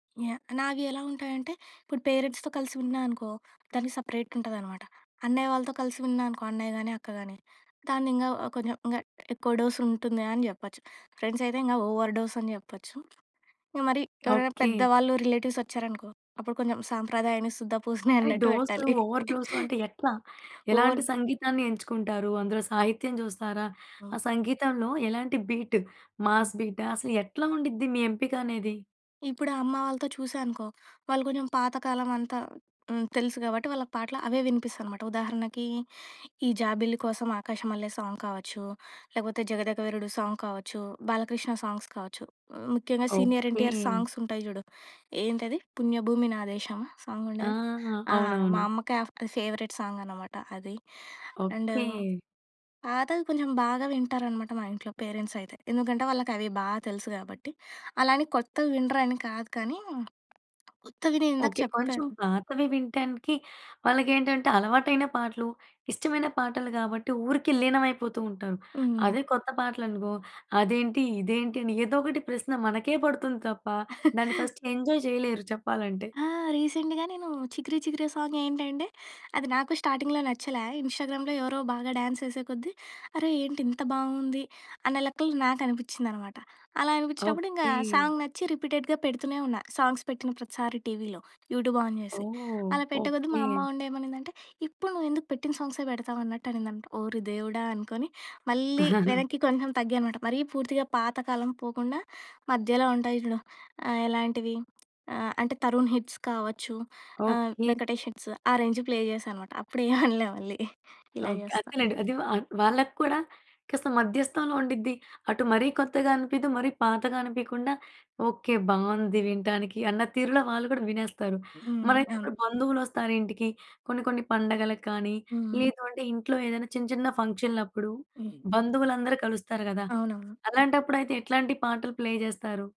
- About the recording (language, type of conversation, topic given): Telugu, podcast, మీరు కలిసి పంచుకునే పాటల జాబితాను ఎలా తయారుచేస్తారు?
- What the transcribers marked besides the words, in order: in English: "పేరెంట్స్‌తో"; in English: "సెపరేట్"; in English: "డోస్"; in English: "ఫ్రెండ్స్"; in English: "ఓవర్ డోస్"; tapping; in English: "రిలేటివ్స్"; laughing while speaking: "సాంప్రదాయాన్ని సుద్ద పూసని అన్నట్టు పెట్టాలి"; in English: "ఓవర్"; in English: "మాస్"; in English: "సాంగ్"; in English: "సాంగ్"; in English: "సాంగ్స్"; in English: "సీనియర్"; in English: "సాంగ్స్"; in English: "సాంగ్"; in English: "ఫేవరెట్ సాంగ్"; in English: "పేరెంట్స్"; other background noise; chuckle; in English: "ఫస్ట్ ఎంజాయ్"; in English: "రీసెంట్‍గా"; in English: "సాంగ్"; in English: "స్టార్టింగ్‌లో"; in English: "ఇన్‌స్టాగ్రామ్‍లో"; in English: "డ్యాన్స్"; in English: "సాంగ్"; in English: "రిపీటెడ్‍గా"; in English: "సాంగ్స్"; in English: "యూట్యూబ్ ఆన్"; chuckle; in English: "హిట్స్"; in English: "హిట్స్"; in English: "రేంజ్ ప్లే"; in English: "ప్లే"